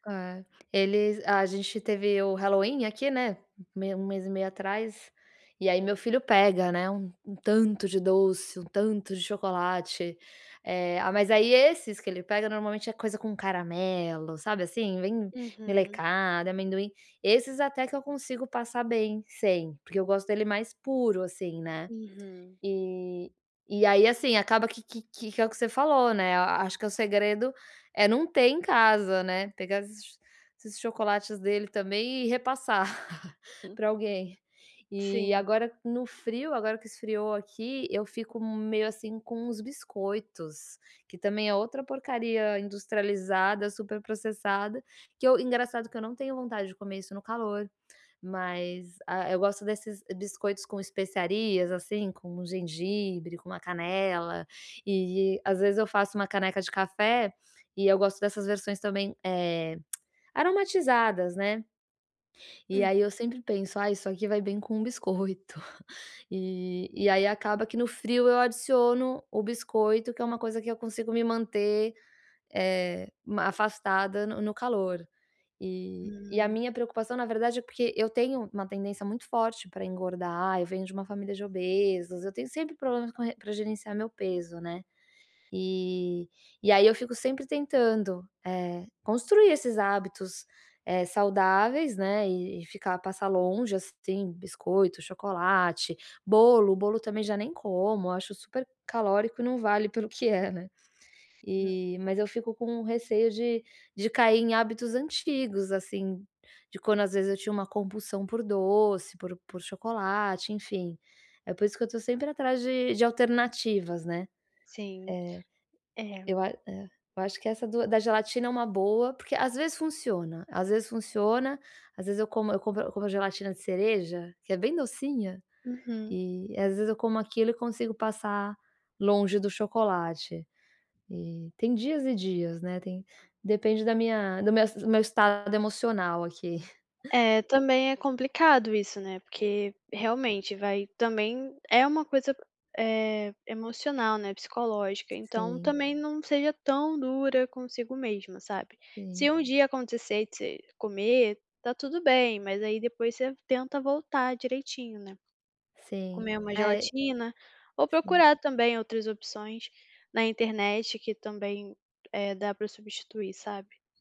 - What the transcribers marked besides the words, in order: chuckle; tongue click; chuckle; other background noise; tapping; chuckle
- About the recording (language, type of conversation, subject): Portuguese, advice, Como posso controlar os desejos por alimentos industrializados no dia a dia?